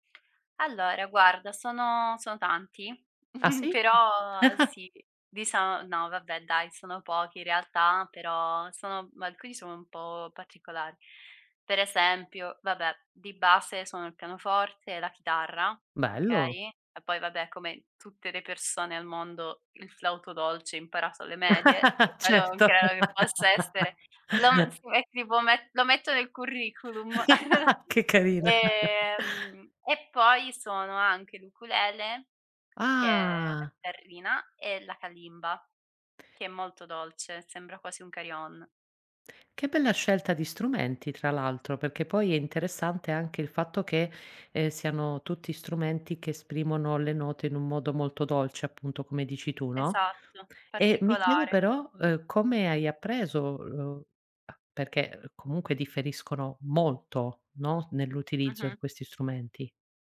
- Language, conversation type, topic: Italian, podcast, In che modo la musica esprime emozioni che non riesci a esprimere a parole?
- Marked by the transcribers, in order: giggle; other background noise; chuckle; laugh; laughing while speaking: "non credo che possa essere"; laugh; laugh; chuckle